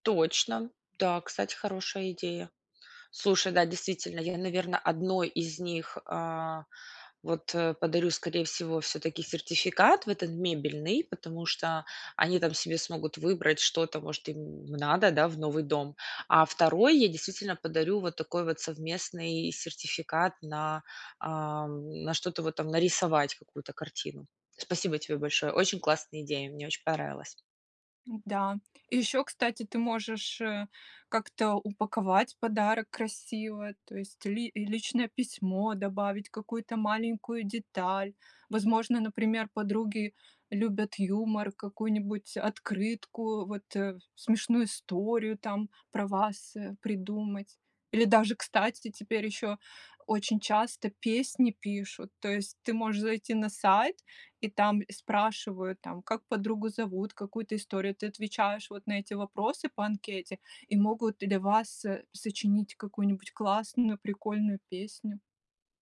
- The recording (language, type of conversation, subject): Russian, advice, Как выбрать подарок, который понравится разным людям и впишется в любой бюджет?
- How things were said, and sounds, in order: none